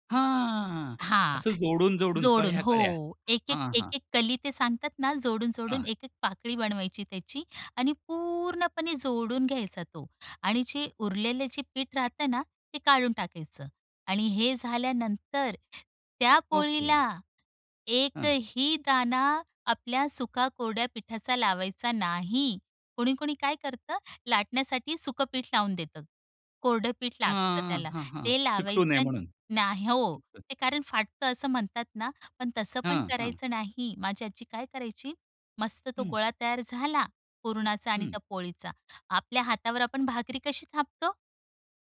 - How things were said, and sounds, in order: drawn out: "हां"; tapping; drawn out: "पूर्णपणे"
- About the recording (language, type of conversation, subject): Marathi, podcast, तुम्हाला घरातले कोणते पारंपारिक पदार्थ आठवतात?